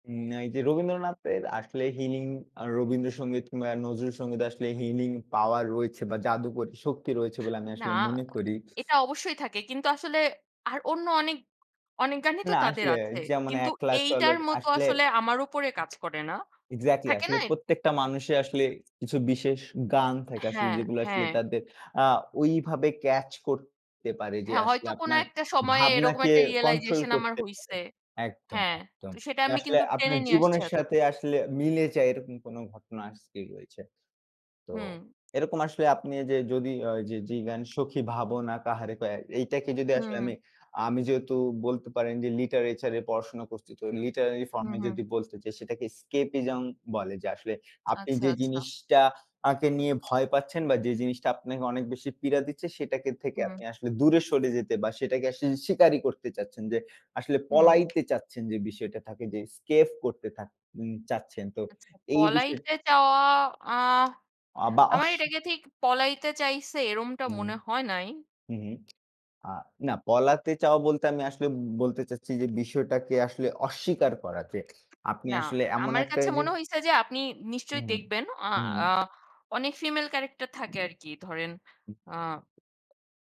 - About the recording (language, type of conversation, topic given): Bengali, unstructured, কোন গান শুনলে আপনার মন খুশি হয়?
- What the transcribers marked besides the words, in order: none